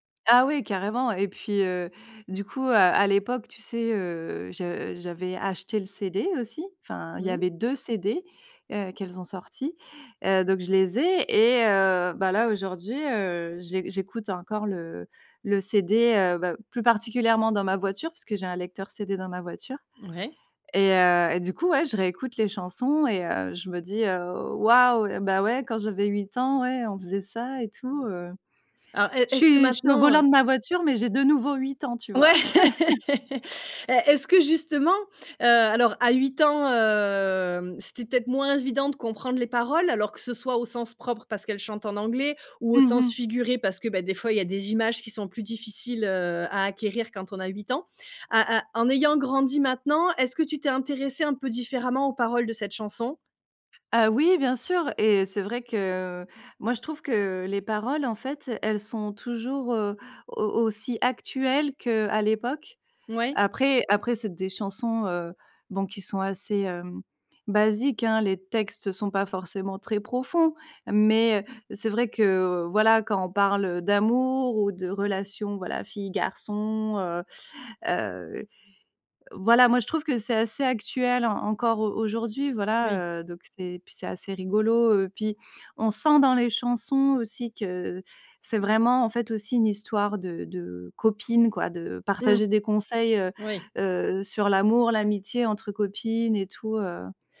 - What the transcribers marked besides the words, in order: laughing while speaking: "Ouais !"; chuckle
- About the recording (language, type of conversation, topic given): French, podcast, Quelle chanson te rappelle ton enfance ?